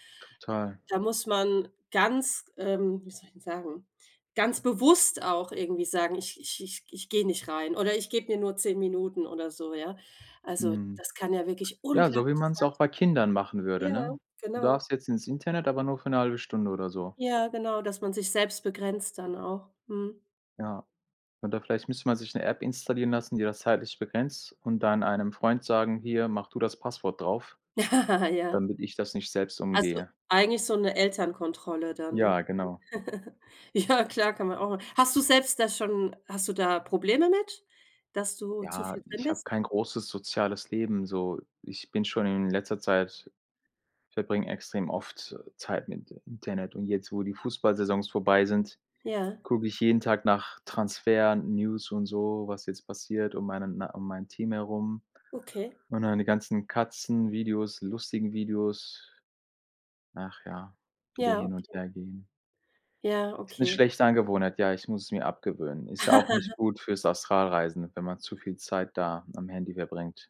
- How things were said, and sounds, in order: stressed: "unglaublich"; laugh; giggle; laugh
- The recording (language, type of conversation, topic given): German, unstructured, Wie verändert Technologie unseren Alltag wirklich?